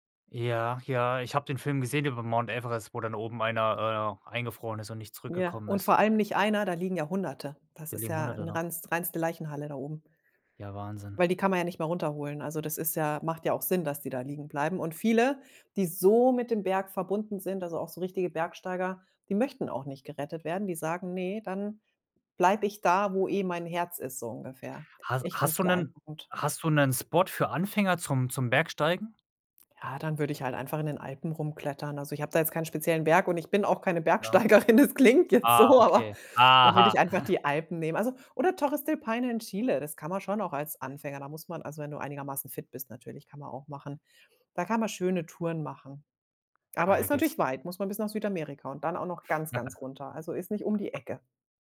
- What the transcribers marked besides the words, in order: other background noise; laughing while speaking: "Bergsteigerin. Das klingt jetzt so, aber"; laugh
- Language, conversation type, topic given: German, podcast, Was würdest du jemandem raten, der die Natur neu entdecken will?